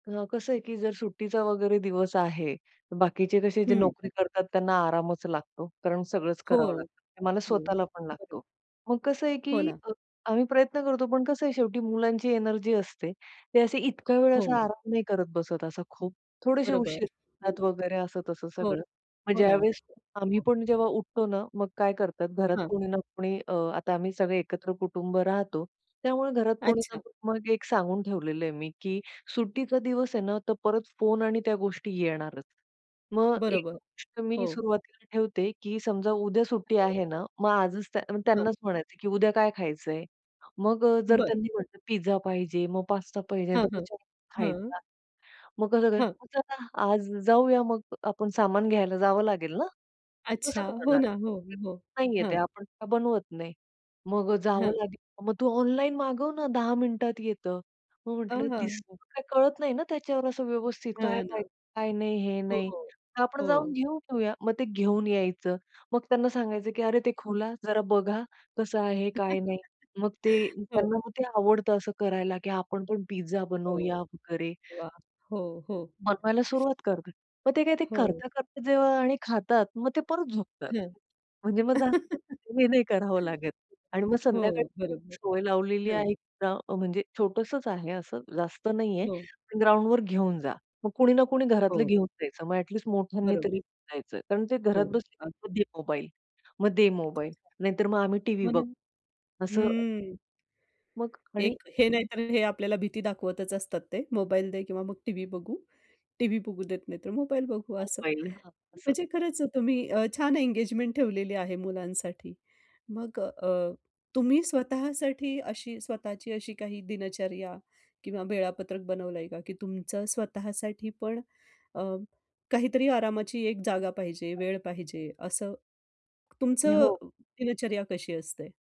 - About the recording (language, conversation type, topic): Marathi, podcast, कुटुंबासोबत आरोग्यवर्धक दिनचर्या कशी तयार कराल?
- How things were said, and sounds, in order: tapping; dog barking; unintelligible speech; other background noise; unintelligible speech; unintelligible speech; chuckle; laugh; unintelligible speech